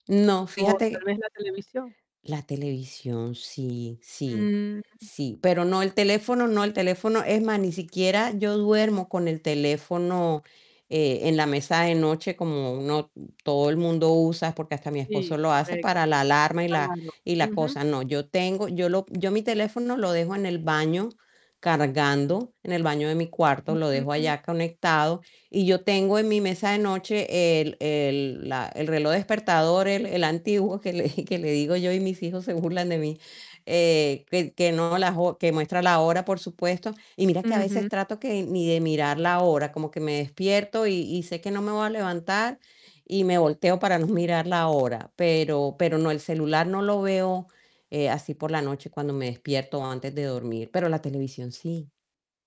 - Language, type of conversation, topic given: Spanish, advice, ¿Cómo puedo mejorar la duración y la calidad de mi sueño?
- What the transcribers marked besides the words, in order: distorted speech; static; laughing while speaking: "que le digo yo"